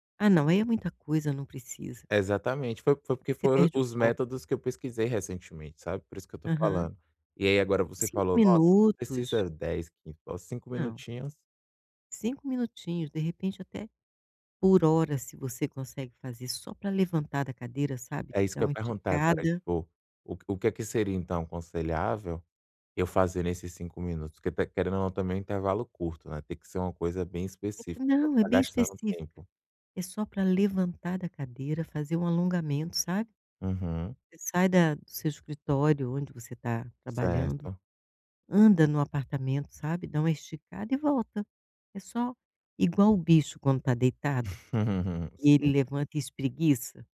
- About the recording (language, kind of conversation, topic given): Portuguese, advice, Como posso equilibrar descanso e foco ao longo do dia?
- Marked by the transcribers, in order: tapping; giggle